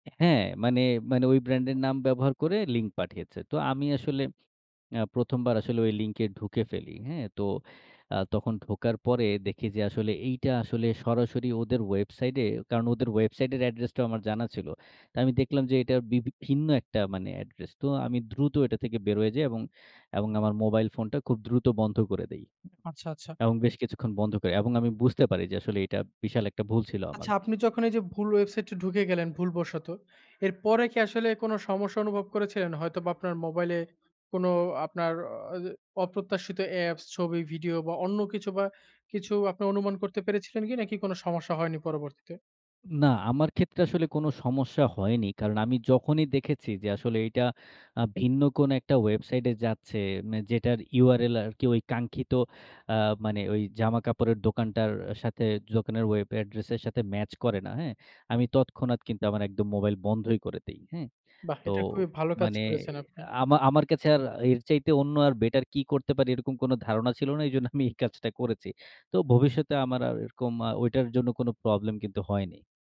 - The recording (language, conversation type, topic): Bengali, podcast, ডিজিটাল পেমেন্ট ব্যবহার করার সময় আপনি কীভাবে সতর্ক থাকেন?
- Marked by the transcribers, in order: other background noise; laughing while speaking: "এজন্য আমি এই কাজটা"; "করেছি" said as "করেচি"